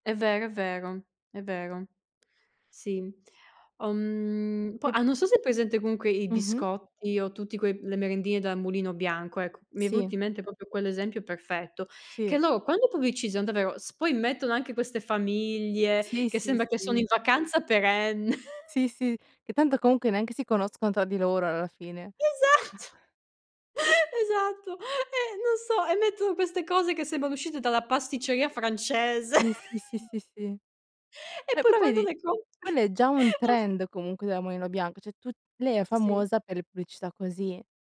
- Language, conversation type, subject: Italian, unstructured, Pensi che la pubblicità inganni sul valore reale del cibo?
- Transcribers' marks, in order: drawn out: "Uhm"; other background noise; unintelligible speech; laughing while speaking: "perenne"; laughing while speaking: "Esatto"; other noise; laughing while speaking: "Esatto. E non so"; laughing while speaking: "francese"; in English: "trend"; laughing while speaking: "compri"; "cioè" said as "ceh"